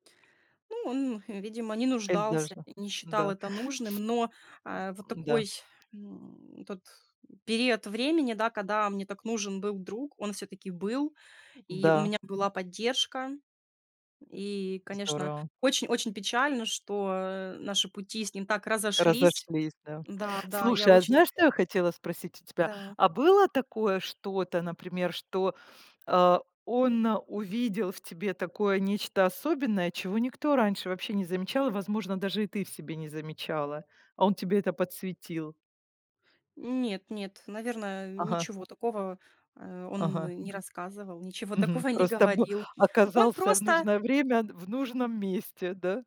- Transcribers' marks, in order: tapping; other background noise
- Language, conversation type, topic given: Russian, podcast, Можешь рассказать о друге, который тихо поддерживал тебя в трудное время?